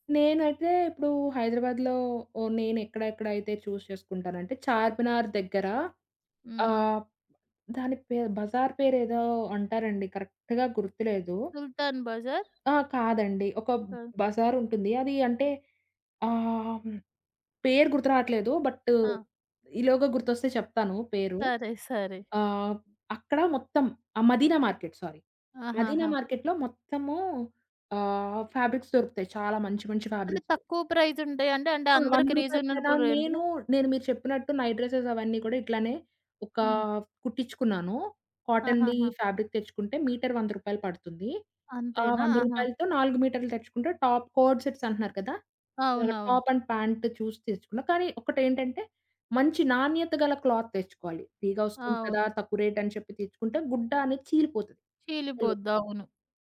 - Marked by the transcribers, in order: in English: "చూస్"; in English: "కరెక్ట్‌గ"; in English: "సారీ"; in English: "ఫ్యాబ్రిక్స్"; in English: "ఫ్యాబ్రిక్స్"; other background noise; in English: "ప్రైస్"; in English: "రీజనబుల్ రేంజ్‌ల"; in English: "నైట్ డ్రెసెస్"; in English: "ఫ్యాబ్రిక్"; in English: "టాప్ కోడ్ సెట్స్"; in English: "టాప్ అండ్ ప్యాంట్"; in English: "క్లాత్"; in English: "ఫ్రీగా"; unintelligible speech
- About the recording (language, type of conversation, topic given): Telugu, podcast, సాంప్రదాయ దుస్తులను ఆధునిక శైలిలో మార్చుకుని ధరించడం గురించి మీ అభిప్రాయం ఏమిటి?